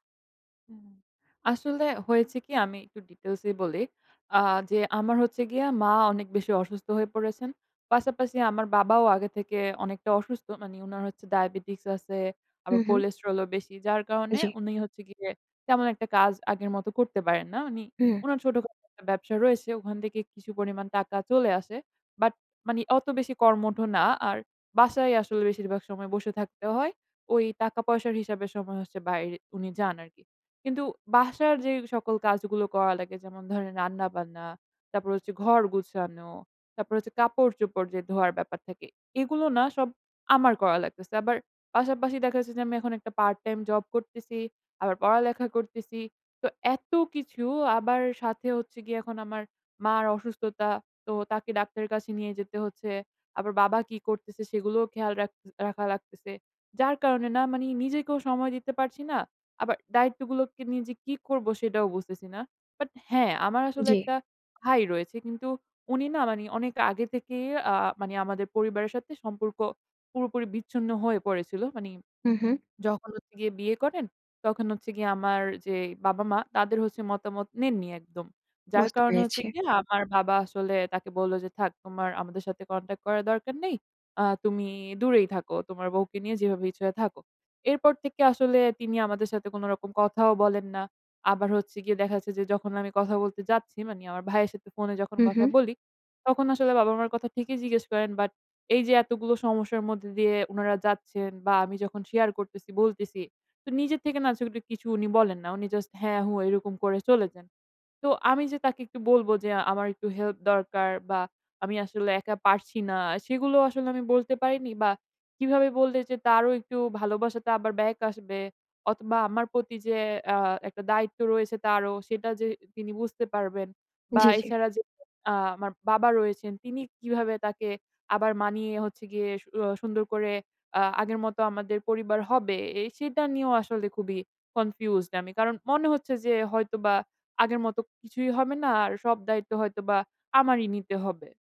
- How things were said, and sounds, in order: "মানে" said as "মানি"; "বাইরে" said as "বাইর"; "মানে" said as "মানি"; "মানে" said as "মানি"; "মানে" said as "মানি"; "মানে" said as "মানি"; "মানে" said as "মানি"
- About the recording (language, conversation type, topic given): Bengali, advice, পরিবারের বড়জন অসুস্থ হলে তাঁর দেখভালের দায়িত্ব আপনি কীভাবে নেবেন?